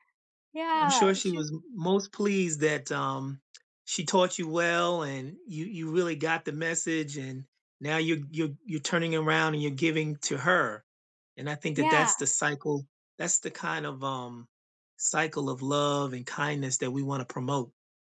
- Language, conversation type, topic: English, unstructured, What is a small act of kindness you have experienced recently?
- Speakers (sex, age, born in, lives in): female, 35-39, Philippines, United States; male, 55-59, United States, United States
- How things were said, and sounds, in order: other background noise